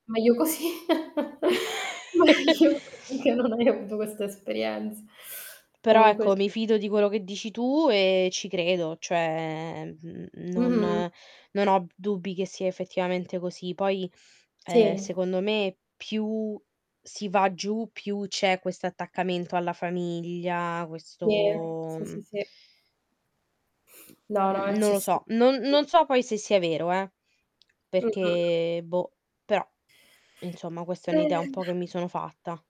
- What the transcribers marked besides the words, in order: static; laughing while speaking: "così, meglio così"; chuckle; distorted speech; chuckle; drawn out: "cioè"; drawn out: "questo"; tapping; drawn out: "perchè"; drawn out: "Eh"
- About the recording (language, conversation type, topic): Italian, unstructured, Che cosa ti piace di più della tua tradizione culturale?